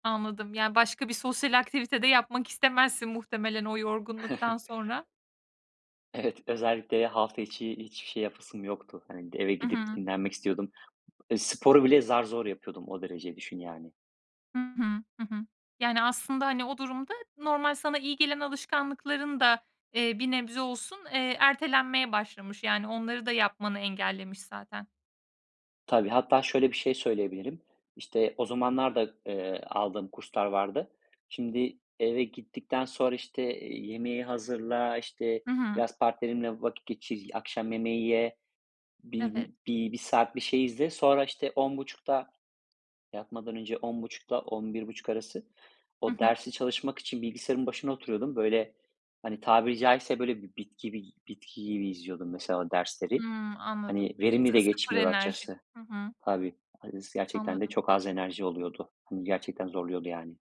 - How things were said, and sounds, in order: chuckle; tapping; other noise; unintelligible speech
- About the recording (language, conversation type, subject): Turkish, podcast, İş ve özel hayat dengesini nasıl kuruyorsun, tavsiyen nedir?